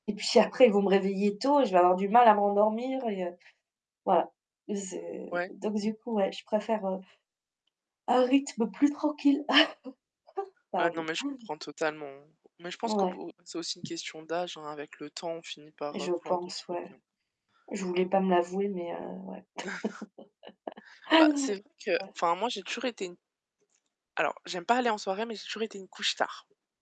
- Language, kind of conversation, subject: French, unstructured, Préférez-vous les matins calmes ou les nuits animées ?
- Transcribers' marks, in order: static; tapping; other background noise; chuckle; chuckle; laugh